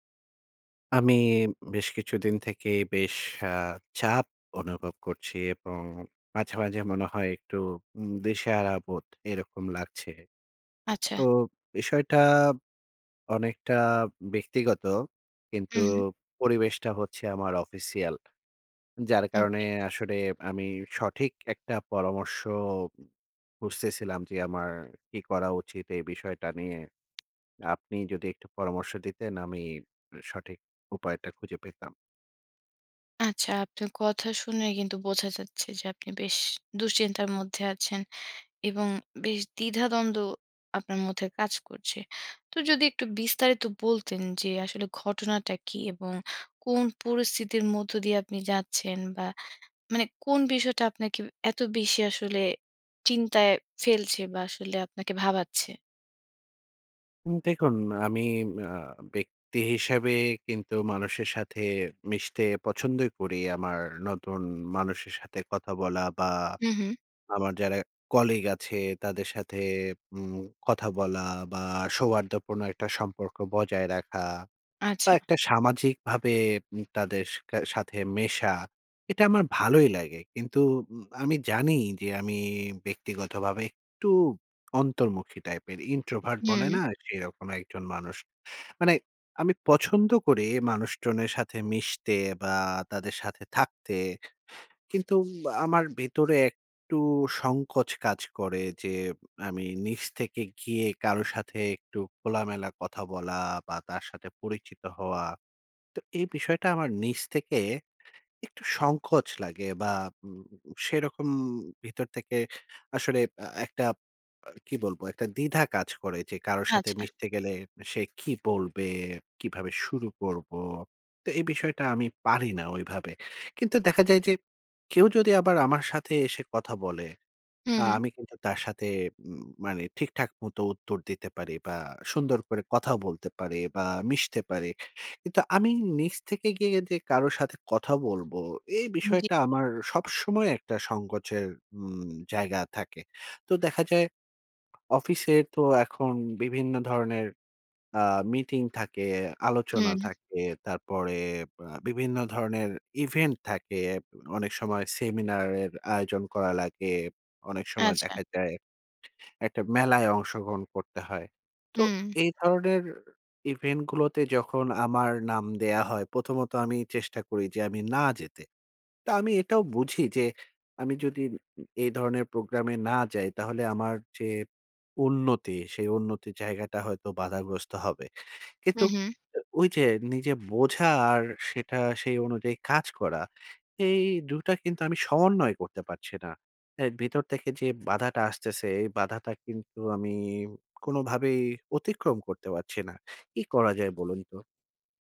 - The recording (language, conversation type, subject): Bengali, advice, কর্মস্থলে মিশে যাওয়া ও নেটওয়ার্কিংয়ের চাপ কীভাবে সামলাব?
- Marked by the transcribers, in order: in English: "অফিসিয়াল"; in English: "ইন্ট্রোভার্ট"